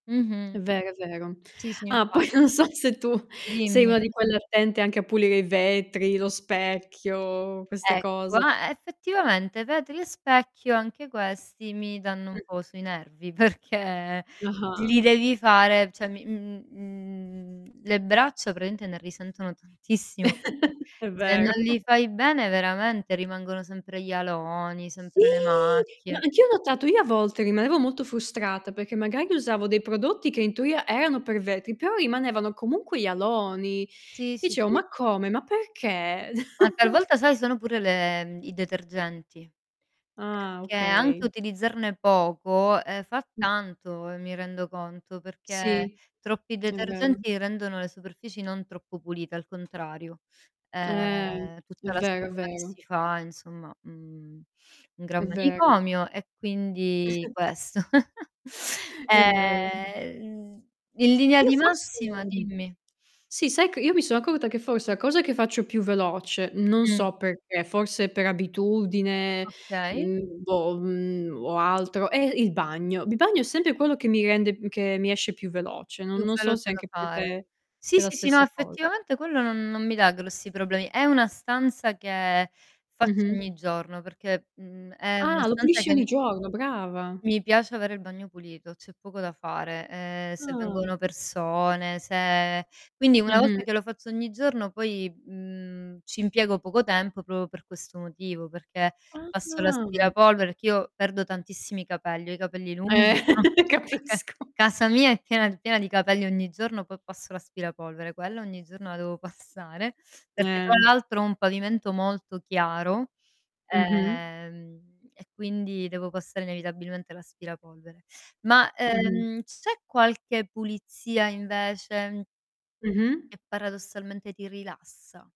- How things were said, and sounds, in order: static; distorted speech; laughing while speaking: "poi non so se"; other background noise; tapping; drawn out: "mhmm"; "praticamente" said as "pratimente"; chuckle; laughing while speaking: "È vero"; drawn out: "Sì"; "perché" said as "peché"; chuckle; chuckle; laughing while speaking: "È vero"; chuckle; drawn out: "Ehm"; "proprio" said as "popo"; drawn out: "Ah"; chuckle; laughing while speaking: "capisco"; unintelligible speech; chuckle; drawn out: "ehm"
- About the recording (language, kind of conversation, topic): Italian, unstructured, Qual è la cosa più frustrante nel fare le pulizie di casa?